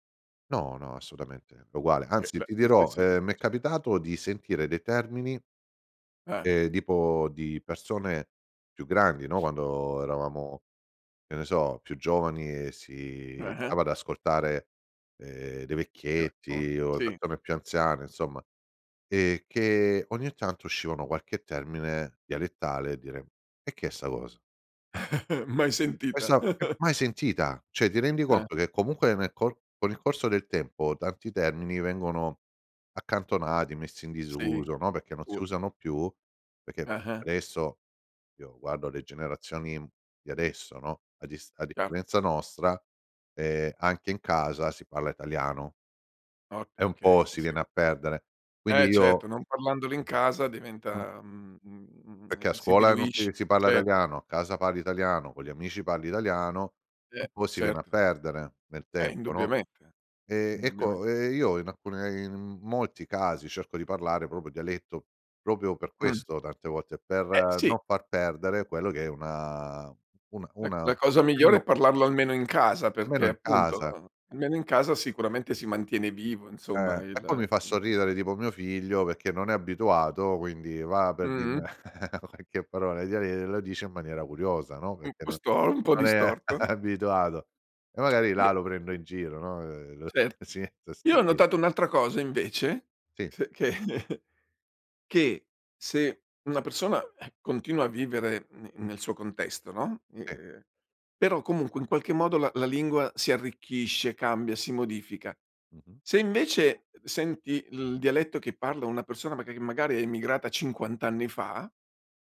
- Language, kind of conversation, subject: Italian, podcast, Che ruolo ha il dialetto nella tua identità?
- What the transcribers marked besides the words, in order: "assolutamente" said as "assoutamente"; "dei" said as "de"; "tipo" said as "dipo"; other background noise; tapping; "stava" said as "ava"; chuckle; "cioè" said as "ceh"; "tanti" said as "tarti"; "Perché" said as "pecché"; tsk; "proprio" said as "propo"; "proprio" said as "propio"; "tante" said as "tarte"; unintelligible speech; "insomma" said as "inzomma"; unintelligible speech; "dirmi" said as "dirme"; chuckle; chuckle; chuckle; unintelligible speech; laughing while speaking: "s che"; chuckle